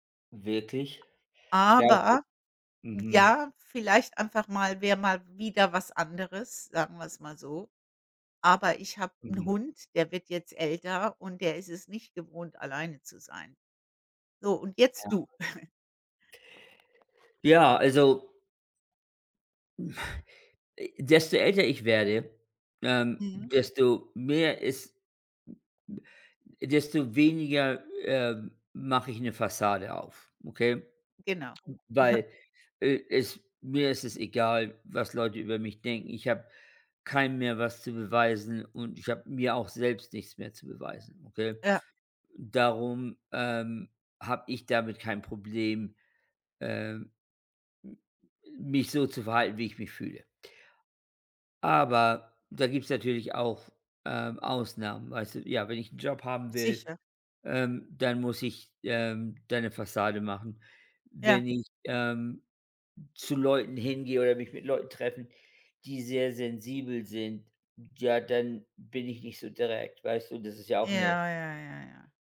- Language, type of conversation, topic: German, unstructured, Was gibt dir das Gefühl, wirklich du selbst zu sein?
- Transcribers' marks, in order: chuckle; chuckle